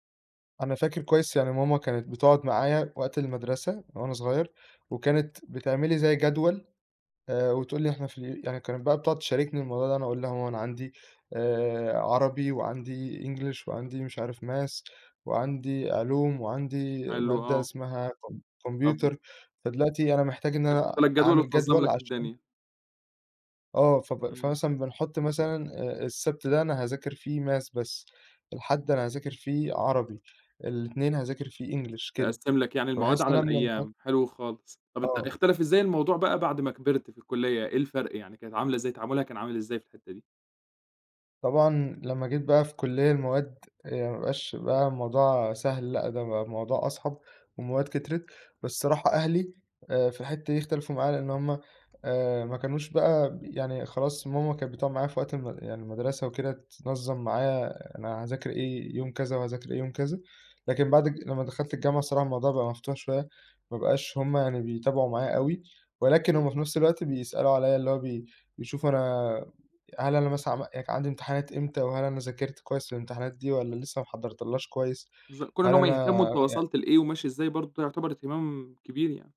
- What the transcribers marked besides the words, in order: in English: "English"; in English: "math"; unintelligible speech; in English: "math"; in English: "English"; unintelligible speech; other background noise
- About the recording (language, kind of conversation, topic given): Arabic, podcast, إزاي بتنظّم وقت مذاكرتك بفاعلية؟